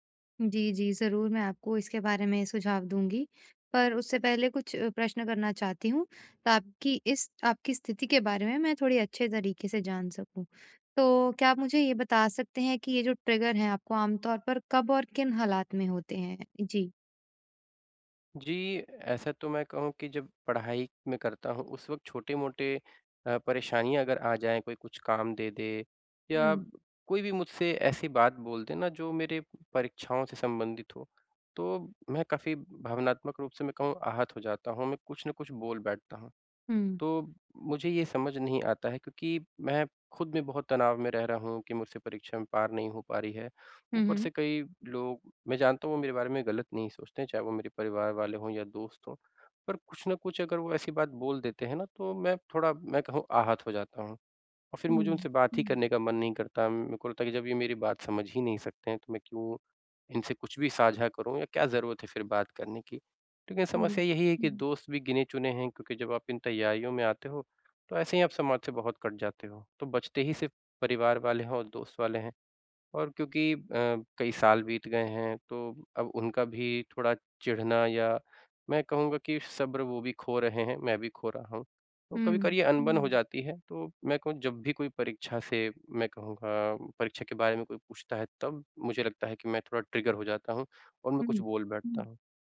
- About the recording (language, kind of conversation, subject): Hindi, advice, मैं अपने भावनात्मक ट्रिगर और उनकी प्रतिक्रियाएँ कैसे पहचानूँ?
- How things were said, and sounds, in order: other background noise; background speech; in English: "ट्रिगर"